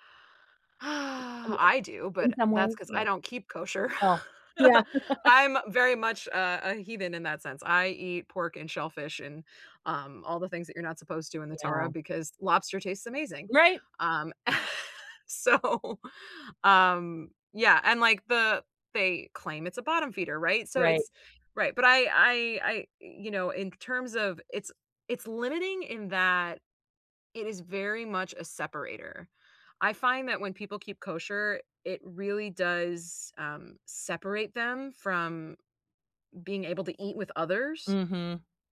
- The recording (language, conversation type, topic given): English, unstructured, How does food connect us to culture?
- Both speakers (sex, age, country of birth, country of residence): female, 35-39, United States, United States; female, 45-49, United States, United States
- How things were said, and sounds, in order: sigh; laugh; laugh; laughing while speaking: "so"